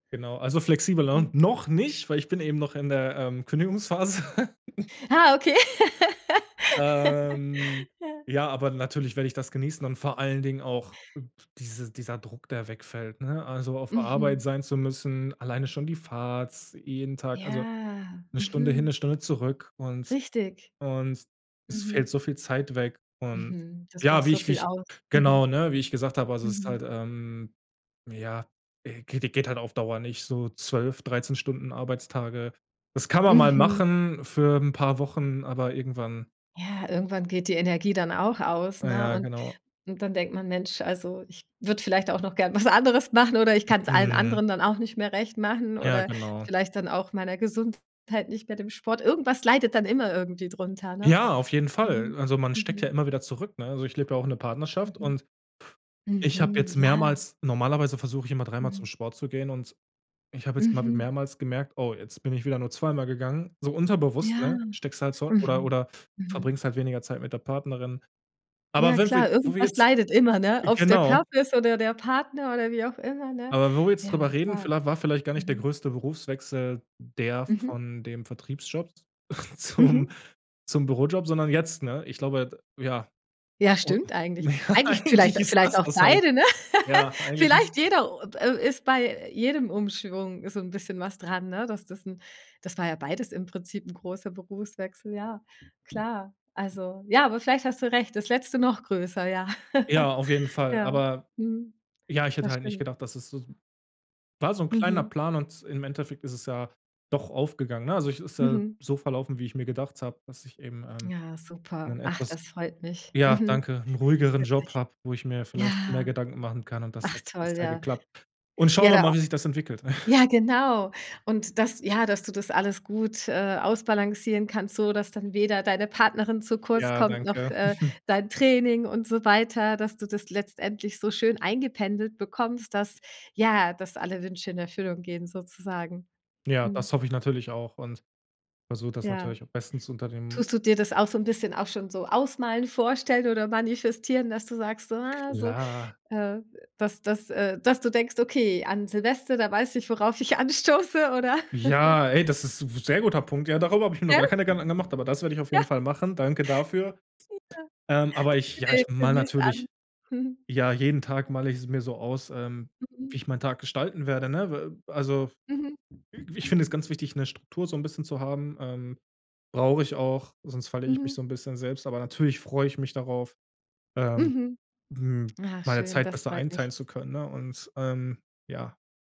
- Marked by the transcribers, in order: stressed: "noch"; laughing while speaking: "Kündigungsphase"; chuckle; laugh; laughing while speaking: "was"; laughing while speaking: "zum"; laughing while speaking: "ja, eigentlich ist das"; laugh; other background noise; chuckle; unintelligible speech; chuckle; chuckle; laughing while speaking: "anstoße"; chuckle; unintelligible speech; chuckle
- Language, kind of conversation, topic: German, podcast, Wie ist dein größter Berufswechsel zustande gekommen?